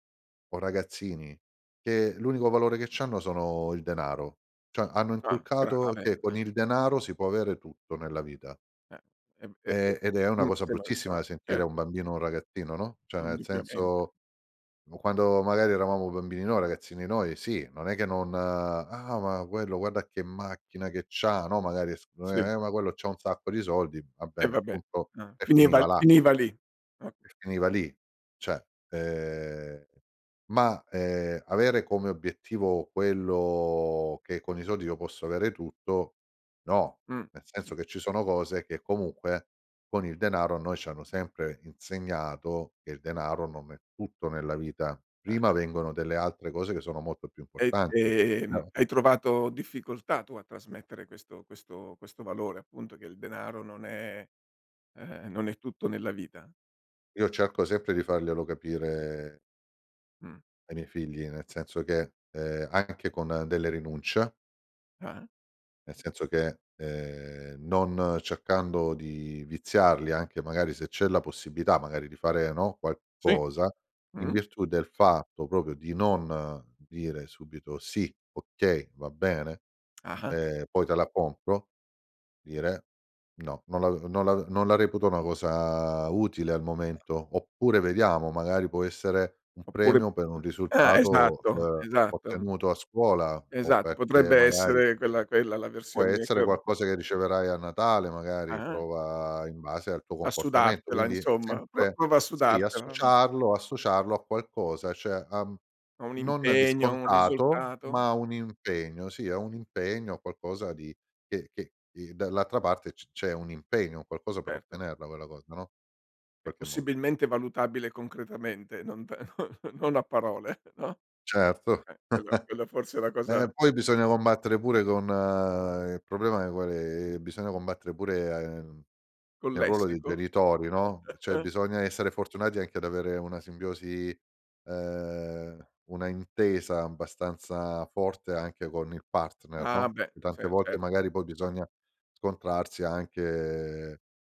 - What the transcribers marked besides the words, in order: "Cioè" said as "ceh"; "cioè" said as "ceh"; other background noise; unintelligible speech; "proprio" said as "propio"; tapping; "cioè" said as "ceh"; laughing while speaking: "no"; laughing while speaking: "parole"; chuckle; "cioè" said as "ceh"; chuckle
- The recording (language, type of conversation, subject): Italian, podcast, Com'è cambiato il rapporto tra genitori e figli rispetto al passato?